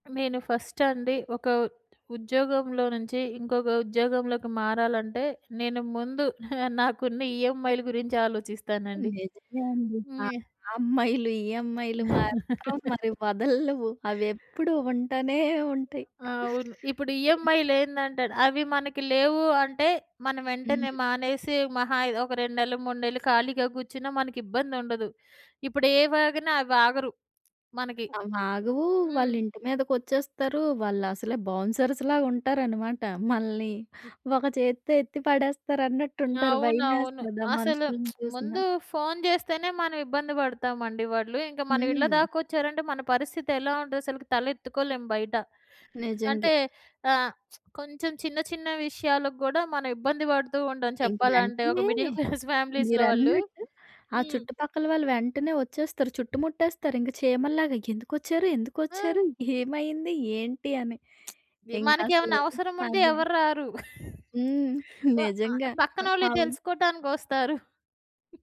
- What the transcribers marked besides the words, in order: in English: "ఫస్ట్"; chuckle; laugh; tapping; in English: "బౌన్సర్స్‌లాగా"; lip smack; lip smack; in English: "మిడిల్ క్లాస్ ఫ్యామిలీస్‌లో"; chuckle; other background noise; lip smack; chuckle; chuckle
- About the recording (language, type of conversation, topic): Telugu, podcast, పని మార్పు చేసేటప్పుడు ఆర్థిక ప్రణాళికను మీరు ఎలా సిద్ధం చేసుకున్నారు?